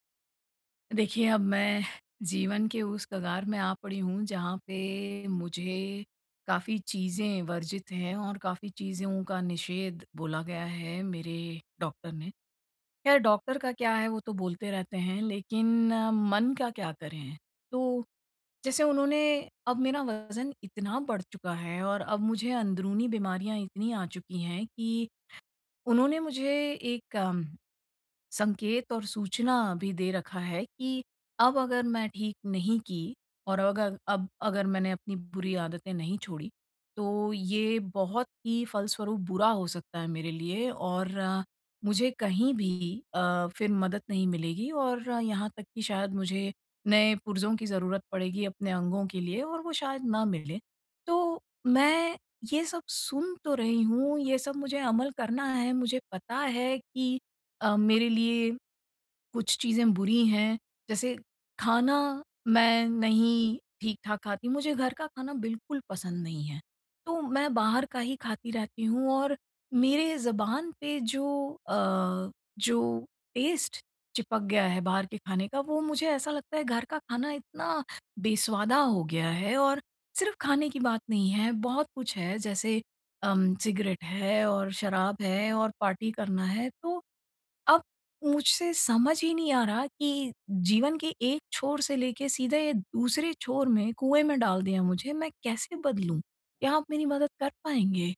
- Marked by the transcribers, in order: in English: "टेस्ट"
- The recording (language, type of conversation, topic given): Hindi, advice, पुरानी आदतों को धीरे-धीरे बदलकर नई आदतें कैसे बना सकता/सकती हूँ?